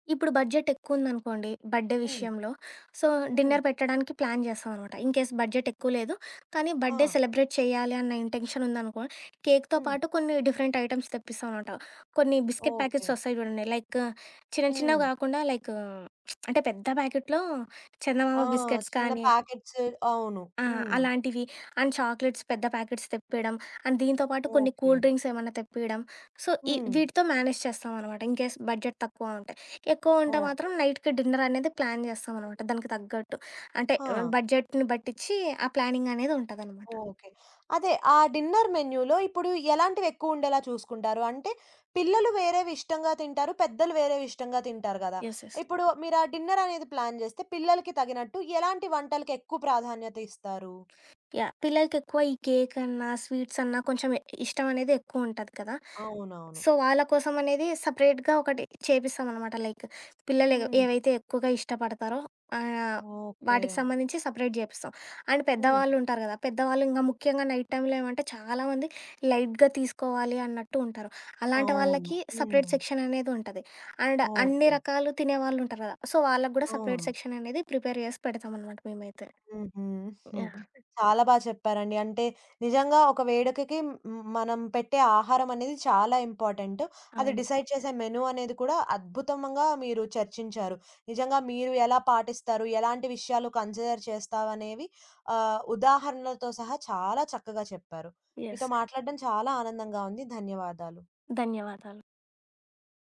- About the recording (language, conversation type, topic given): Telugu, podcast, వేడుక కోసం మీరు మెనూని ఎలా నిర్ణయిస్తారు?
- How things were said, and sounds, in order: in English: "బడ్జెట్"; in English: "బర్త్ డే"; in English: "సో, డిన్నర్"; in English: "ప్లాన్"; in English: "ఇన్‌కేస్ బడ్జెట్"; in English: "బర్త్డే సెలబ్రేట్"; in English: "ఇంటెన్షన్"; in English: "కేక్‌తో"; in English: "డిఫరెంట్ ఐటెమ్స్"; in English: "బిస్కెట్"; in English: "లైక్"; lip smack; in English: "ప్యాకెట్‌లొ"; in English: "బిస్కెట్స్"; other background noise; in English: "అండ్ చాక్లెట్స్"; in English: "ప్యాకెట్స్"; in English: "అండ్"; in English: "కూల్‌డ్రింక్స్"; in English: "సో"; in English: "మ్యానేజ్"; in English: "ఇన్‌కేస్ బడ్జెట్"; in English: "నైట్‌కి డిన్నర్"; in English: "ప్లాన్"; in English: "బడ్జెట్‌ని"; in English: "ప్లానింగ్"; in English: "డిన్నర్ మెన్యూలో"; in English: "యెస్, యెస్"; in English: "డిన్నర్"; in English: "ప్లాన్"; in English: "కేక్"; in English: "స్వీట్స్"; in English: "సో"; in English: "సెపరేట్‌గా"; in English: "లైక్"; in English: "సెపరేట్"; in English: "అండ్"; in English: "నైట్"; in English: "లైట్‌గా"; in English: "సెపరేట్ సెక్షన్"; in English: "అండ్"; in English: "సో"; in English: "సెపరేట్ సెక్షన్"; in English: "ప్రిపేర్"; giggle; in English: "డిసైడ్"; in English: "మెనూ"; in English: "కన్సిడర్"; in English: "యెస్"